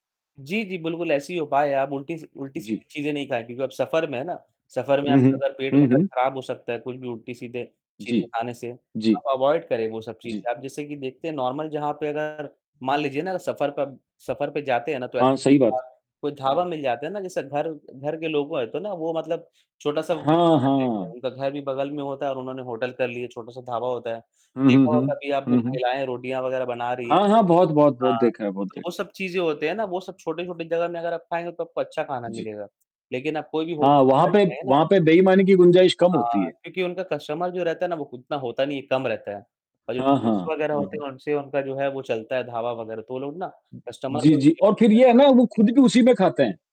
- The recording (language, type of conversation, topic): Hindi, unstructured, बाहर का खाना खाने में आपको सबसे ज़्यादा किस बात का डर लगता है?
- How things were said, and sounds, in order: static; distorted speech; in English: "अवॉइड"; in English: "नॉर्मल"; unintelligible speech; in English: "बिज़नेस"; other background noise; in English: "कस्टमर"; in English: "टूरिस्ट्स"; other noise; in English: "कस्टमर"; in English: "सेफ्टी"